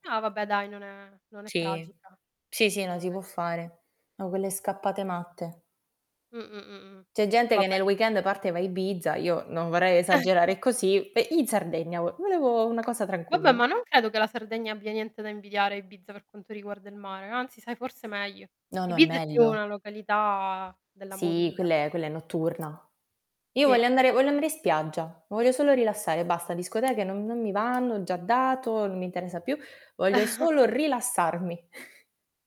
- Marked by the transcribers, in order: distorted speech; unintelligible speech; tapping; chuckle; other background noise; chuckle
- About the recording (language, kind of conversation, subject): Italian, unstructured, Che cosa fai di solito nel weekend?